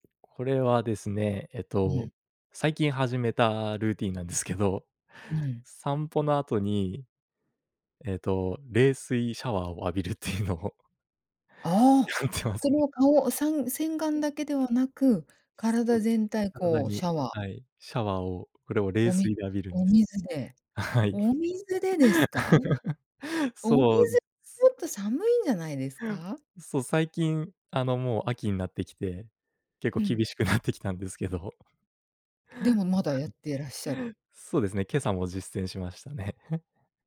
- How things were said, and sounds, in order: giggle; chuckle; laughing while speaking: "浴びるっていうのを"; chuckle; laughing while speaking: "やってますね"; unintelligible speech; unintelligible speech; chuckle; chuckle; chuckle
- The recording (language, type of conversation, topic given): Japanese, podcast, 普段の朝のルーティンはどんな感じですか？